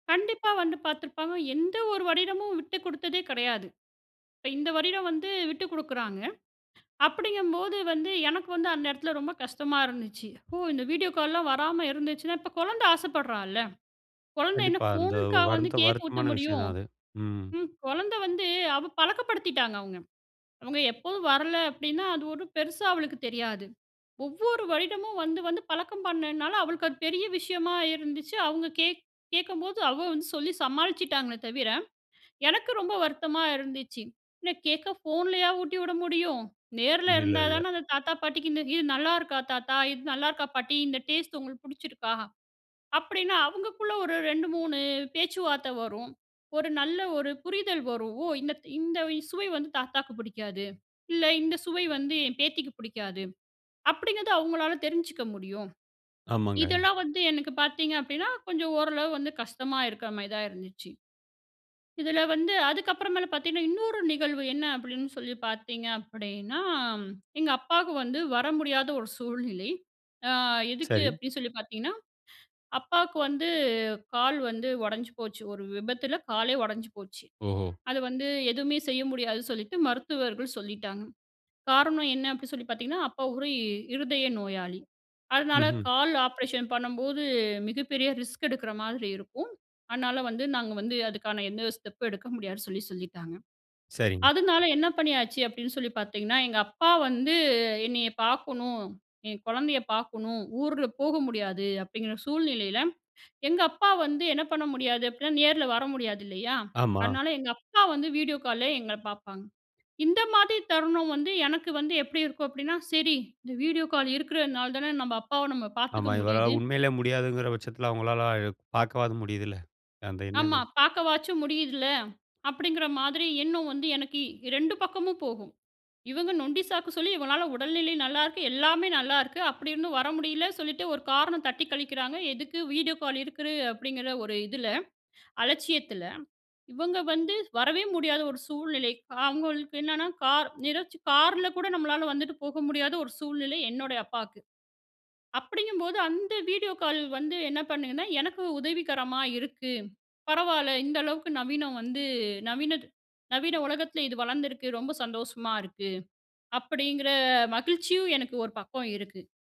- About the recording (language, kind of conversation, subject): Tamil, podcast, டிஜிட்டல் சாதனங்கள் உங்கள் உறவுகளை எவ்வாறு மாற்றியுள்ளன?
- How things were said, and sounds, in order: none